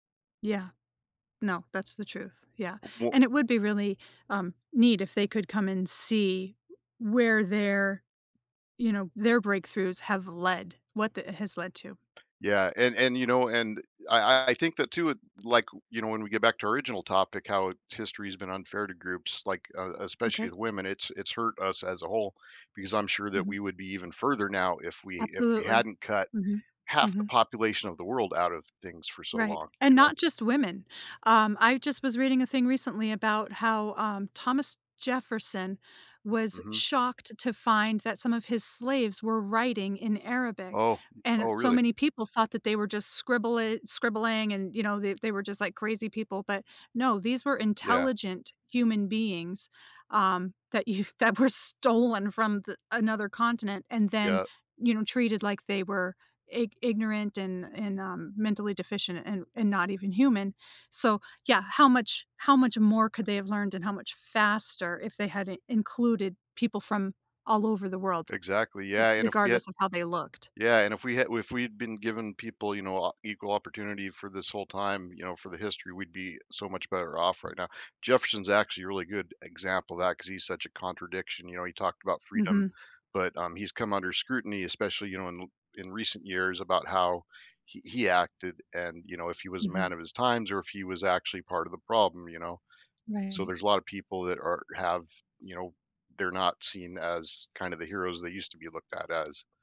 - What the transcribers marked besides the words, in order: other background noise; tapping; laughing while speaking: "you"; stressed: "stolen"; unintelligible speech
- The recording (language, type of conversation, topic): English, unstructured, How has history shown unfair treatment's impact on groups?